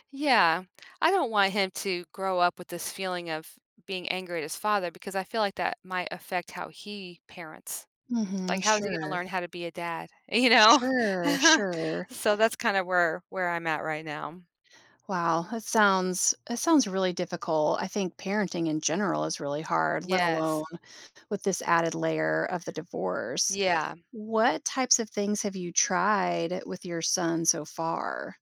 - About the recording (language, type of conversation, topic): English, advice, How can I adjust to single life and take care of my emotional well-being after divorce?
- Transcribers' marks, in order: stressed: "he"; laughing while speaking: "You know?"; chuckle